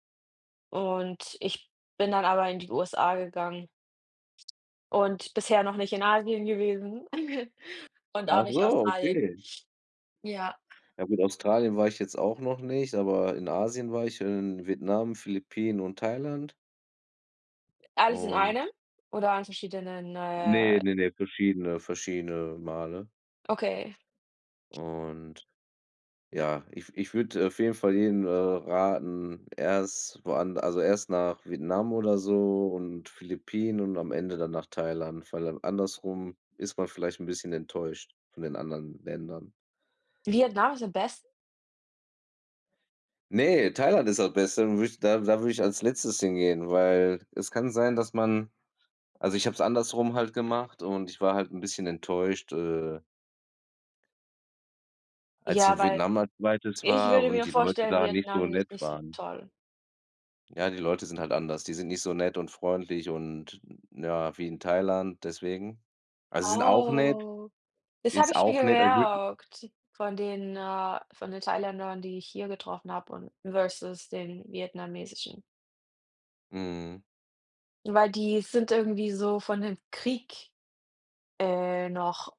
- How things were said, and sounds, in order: chuckle; other background noise; drawn out: "Oh"; put-on voice: "versus"
- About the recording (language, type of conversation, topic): German, unstructured, Welche Kindheitserinnerung macht dich heute noch glücklich?